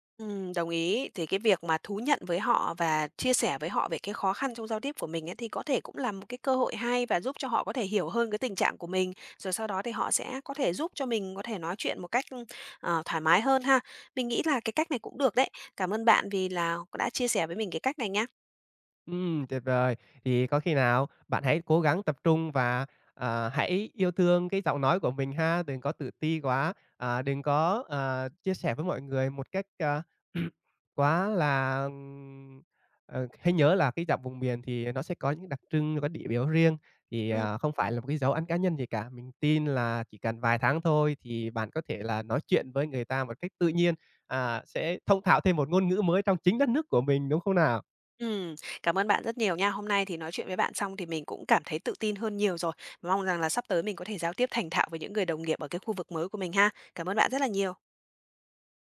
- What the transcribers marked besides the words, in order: tapping; throat clearing
- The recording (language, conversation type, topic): Vietnamese, advice, Bạn đã từng cảm thấy tự ti thế nào khi rào cản ngôn ngữ cản trở việc giao tiếp hằng ngày?